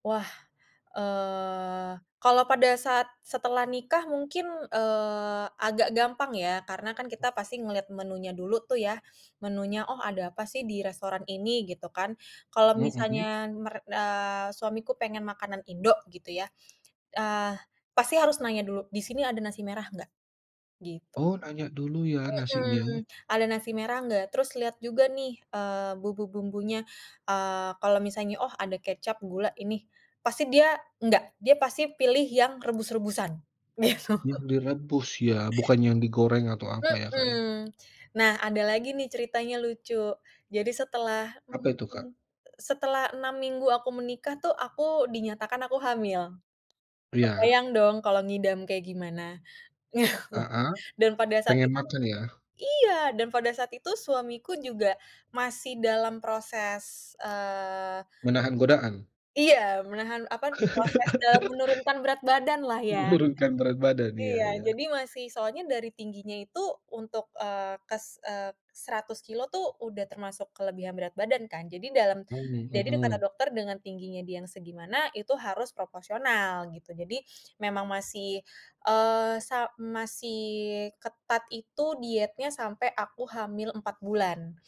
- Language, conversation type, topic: Indonesian, podcast, Bagaimana kamu memilih makanan yang sehat saat makan di luar rumah?
- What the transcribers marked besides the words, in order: laughing while speaking: "gitu"; tapping; laugh; laugh